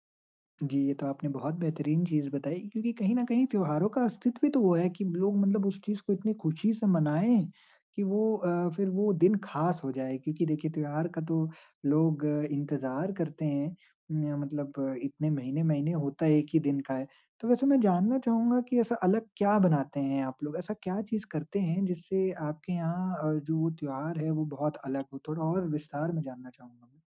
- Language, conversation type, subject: Hindi, podcast, कौन-सा त्योहार आपके घर में कुछ अलग तरीके से मनाया जाता है?
- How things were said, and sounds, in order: none